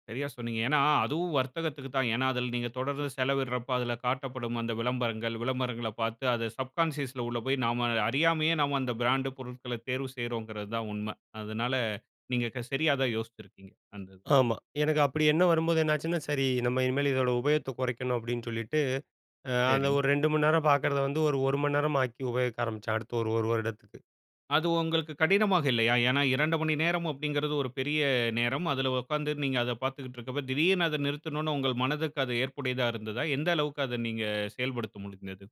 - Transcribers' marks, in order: in English: "சப்கான்ஷியஸ்ல"
- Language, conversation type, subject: Tamil, podcast, சமூக ஊடகத்தை கட்டுப்படுத்துவது உங்கள் மனநலத்துக்கு எப்படி உதவுகிறது?